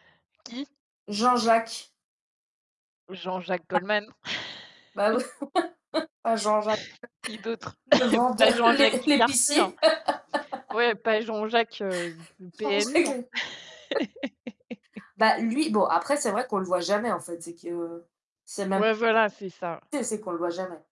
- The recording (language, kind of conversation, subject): French, unstructured, Penses-tu que la musique populaire est devenue trop commerciale ?
- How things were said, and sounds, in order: distorted speech; static; laugh; cough; laugh; other background noise; laughing while speaking: "lé l'épicier !"; mechanical hum; laugh; laughing while speaking: "Jean-Jacques l'épi"; laugh